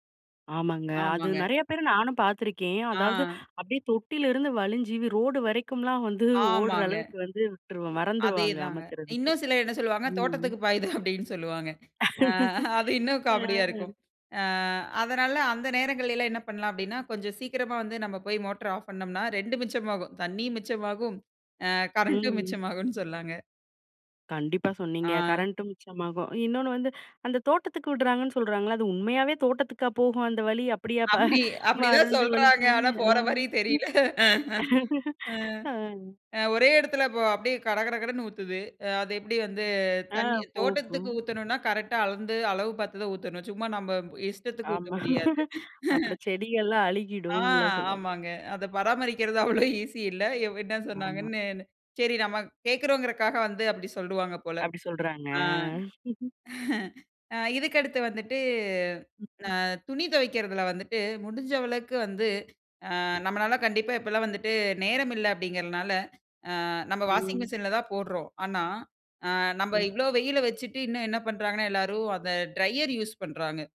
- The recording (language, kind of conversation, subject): Tamil, podcast, மின்சாரச் செலவைக் குறைக்க வீட்டில் எளிதாகக் கடைப்பிடிக்கக்கூடிய பழக்கவழக்கங்கள் என்னென்ன?
- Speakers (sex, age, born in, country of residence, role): female, 25-29, India, India, guest; female, 35-39, India, India, host
- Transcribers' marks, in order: laughing while speaking: "தோட்டத்துக்கு பாயுது அப்டினு சொல்வாங்க. ஆ அது இன்னும் காமெடியா இருக்கும்"; laugh; laughing while speaking: "ஆ, கரண்ட்டும் மிச்சமாகும்னு சொல்லலாங்க"; other noise; laughing while speaking: "அப்டிதான் சொல்றாங்க. ஆனா போற மாரி தெரியல"; chuckle; laugh; laugh; laughing while speaking: "அப்புறம், செடிகள்லாம் அழுகிடும்னுல சொல்லுவாங்க"; chuckle; laughing while speaking: "அத பராமரிக்கிறது அவ்ளோ ஈசி இல்ல"; chuckle; chuckle; in English: "ட்ரையர்"